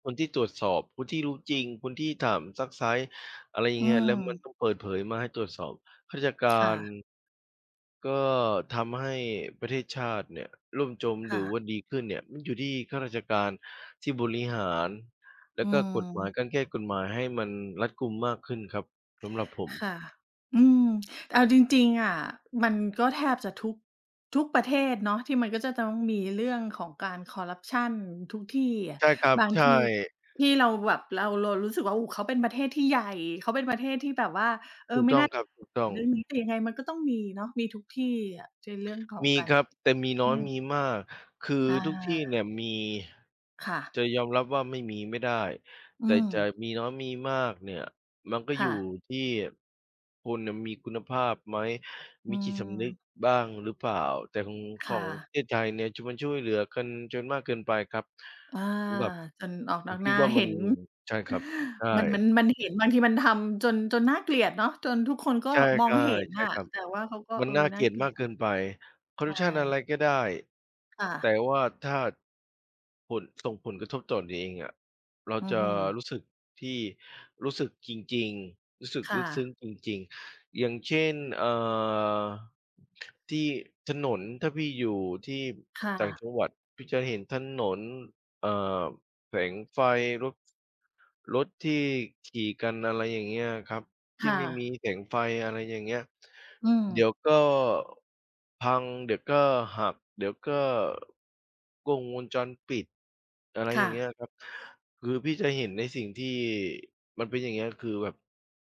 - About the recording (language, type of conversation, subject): Thai, unstructured, คุณคิดอย่างไรกับข่าวการทุจริตในรัฐบาลตอนนี้?
- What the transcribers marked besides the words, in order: tapping; wind